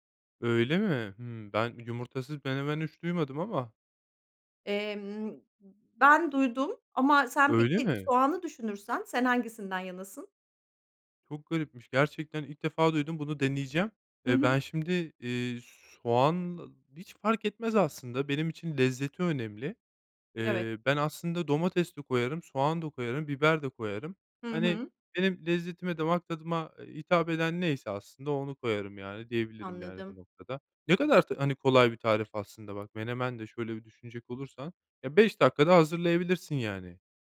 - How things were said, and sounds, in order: none
- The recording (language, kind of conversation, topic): Turkish, podcast, Uygun bütçeyle lezzetli yemekler nasıl hazırlanır?